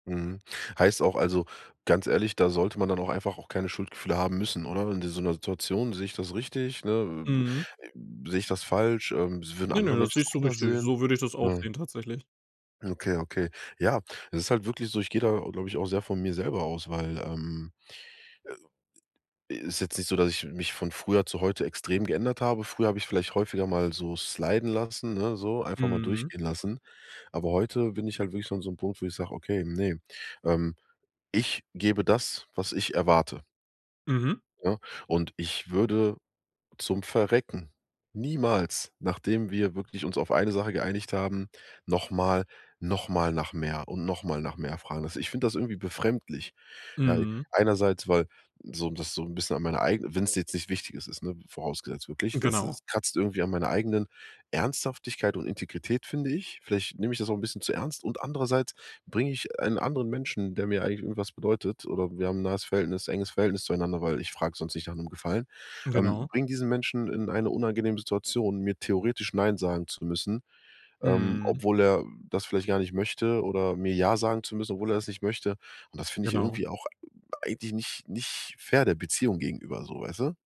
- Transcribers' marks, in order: other noise; other background noise
- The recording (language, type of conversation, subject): German, advice, Wie kann ich bei Freunden Grenzen setzen, ohne mich schuldig zu fühlen?